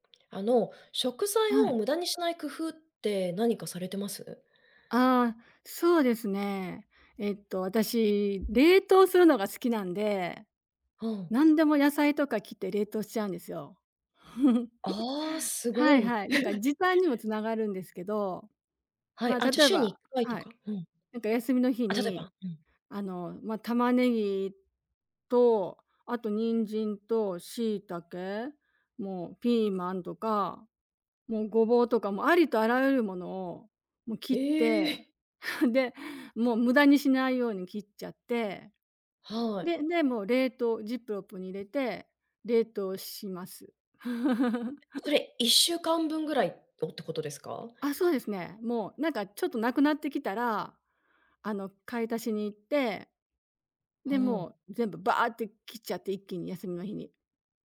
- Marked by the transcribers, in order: tapping; chuckle; chuckle; chuckle
- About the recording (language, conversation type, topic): Japanese, podcast, 食材を無駄にしないために、普段どんな工夫をしていますか？